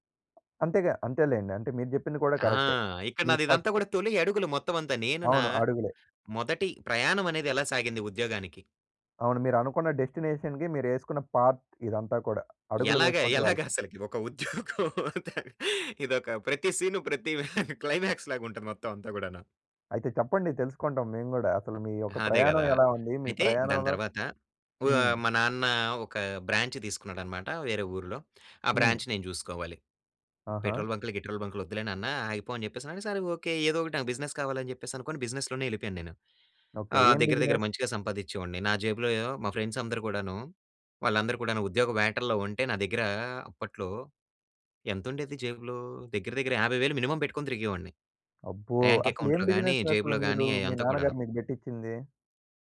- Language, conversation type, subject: Telugu, podcast, మీ తొలి ఉద్యోగాన్ని ప్రారంభించినప్పుడు మీ అనుభవం ఎలా ఉండింది?
- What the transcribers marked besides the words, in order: in English: "ఫస్ట్"; in English: "డెస్టినేషన్‌కి"; in English: "పాత్"; laughing while speaking: "ఎలాగా అసలుకి! ఒక ఉద్యోగం"; in English: "సీన్"; laughing while speaking: "ప్రతి క్లైమాక్స్‌లాగా"; in English: "క్లైమాక్స్‌లాగా"; in English: "బ్రాంచ్"; in English: "బ్రాంచ్"; in English: "బిజినెస్"; in English: "బిజినెస్‌లోనే"; in English: "బిజినెస్?"; in English: "ఫ్రెండ్స్"; in English: "మినిమమ్"; in English: "బ్యాంక్ అకౌంట్‌లో"; in English: "బిజినెస్"